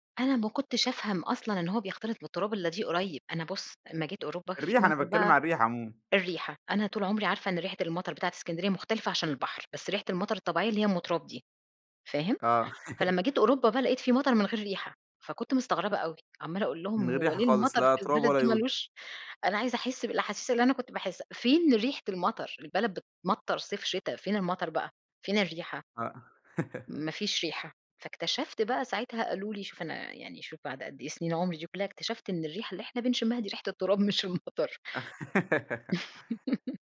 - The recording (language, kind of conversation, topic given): Arabic, podcast, إيه إحساسك أول ما تشم ريحة المطر في أول نزلة؟
- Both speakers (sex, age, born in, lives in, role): female, 40-44, Egypt, Portugal, guest; male, 25-29, Egypt, Egypt, host
- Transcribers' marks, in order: laugh; chuckle; laughing while speaking: "مش المطر"; laugh